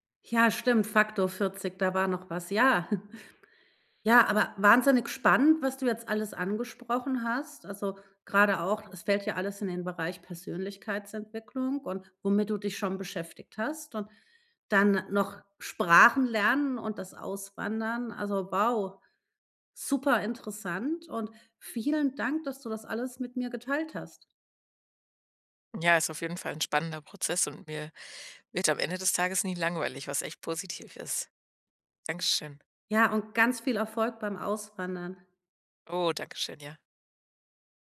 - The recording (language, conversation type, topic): German, podcast, Wie planst du Zeit fürs Lernen neben Arbeit und Alltag?
- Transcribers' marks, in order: snort